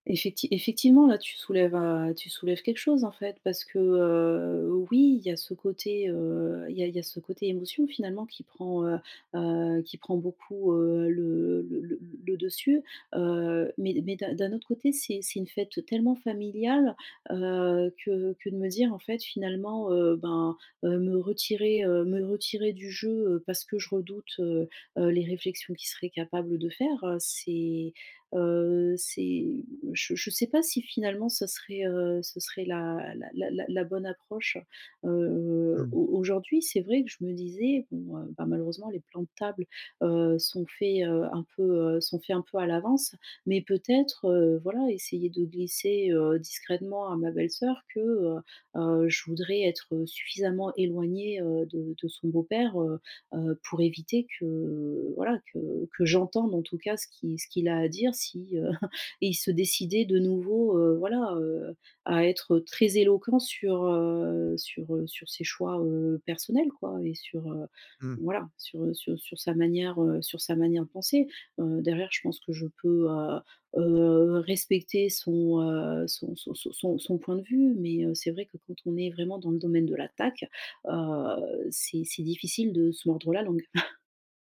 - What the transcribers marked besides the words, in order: chuckle; stressed: "l'attaque"; chuckle
- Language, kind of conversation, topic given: French, advice, Comment gérer les différences de valeurs familiales lors d’un repas de famille tendu ?